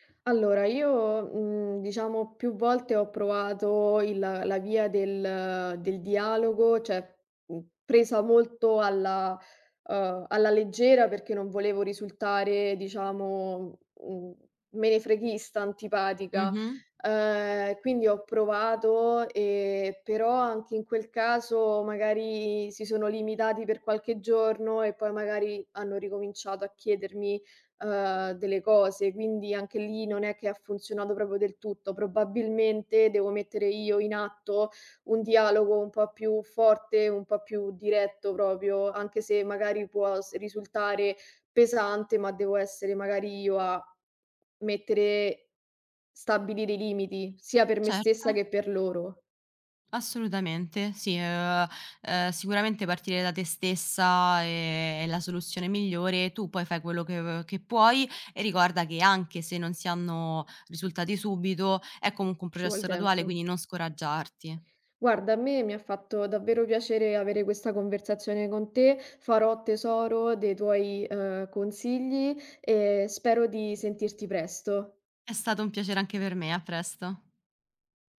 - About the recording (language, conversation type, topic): Italian, advice, Come posso stabilire dei limiti e imparare a dire di no per evitare il burnout?
- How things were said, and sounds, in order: "cioè" said as "ceh"; "proprio" said as "propo"; "proprio" said as "propio"; other background noise